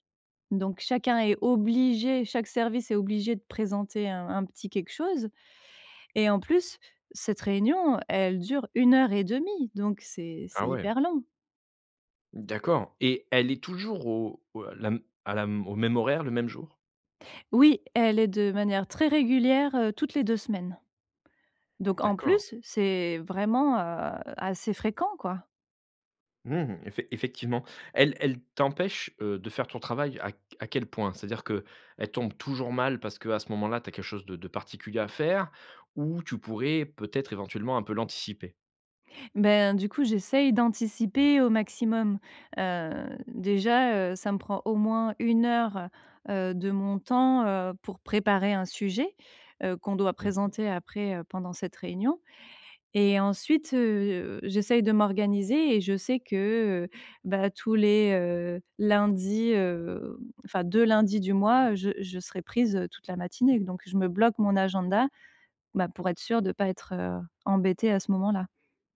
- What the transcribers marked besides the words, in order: stressed: "très régulière"
- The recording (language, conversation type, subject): French, advice, Comment puis-je éviter que des réunions longues et inefficaces ne me prennent tout mon temps ?